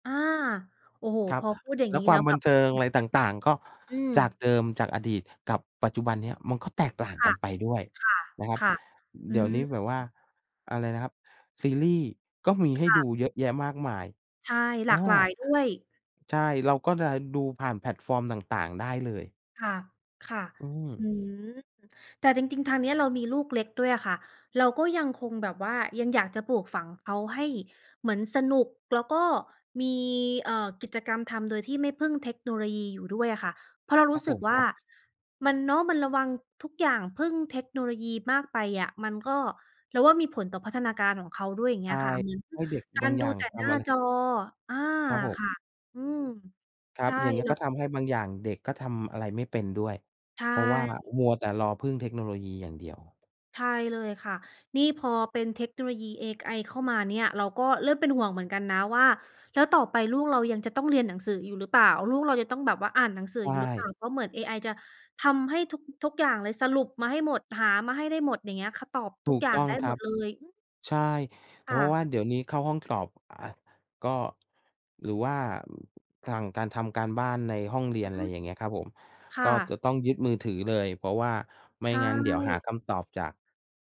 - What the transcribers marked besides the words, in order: other background noise; tapping
- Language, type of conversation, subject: Thai, unstructured, คุณชอบใช้เทคโนโลยีเพื่อความบันเทิงแบบไหนมากที่สุด?